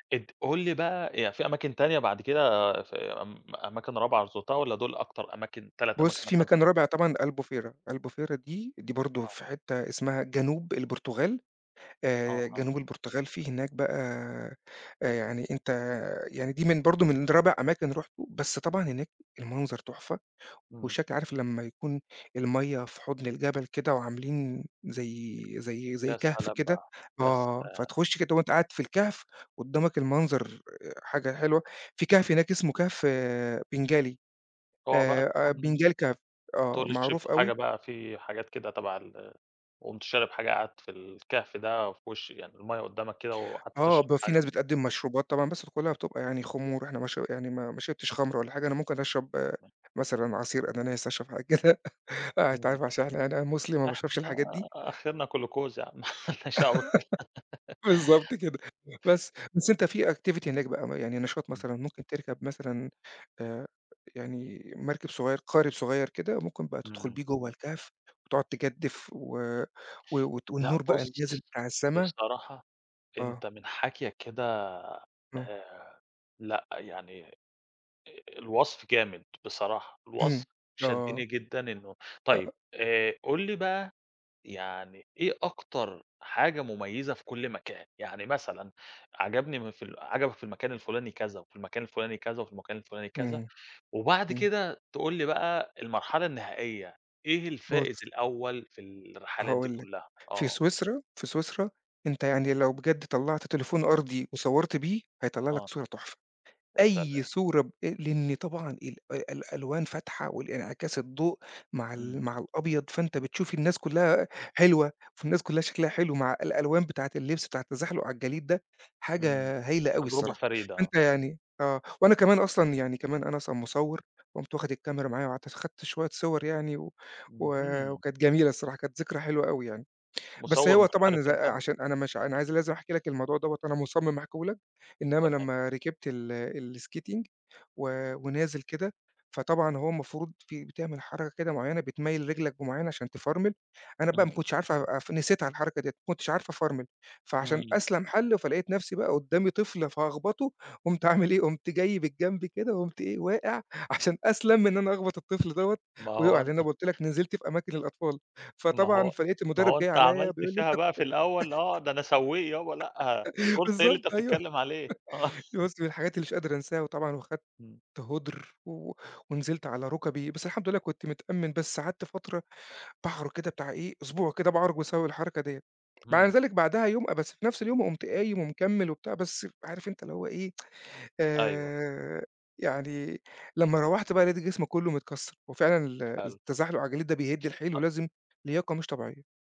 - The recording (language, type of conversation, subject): Arabic, podcast, خبرنا عن أجمل مكان طبيعي زرته وليه عجبك؟
- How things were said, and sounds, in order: tapping; other background noise; in Portuguese: "benagil cave"; unintelligible speech; laughing while speaking: "حاجة كده"; chuckle; laughing while speaking: "ملناش دعوة بالك"; laugh; laughing while speaking: "بالضبط كده"; laugh; in English: "activity"; in English: "الskating"; in English: "course"; unintelligible speech; laugh; laughing while speaking: "بالضبط، أيوه"; laughing while speaking: "آه"; tsk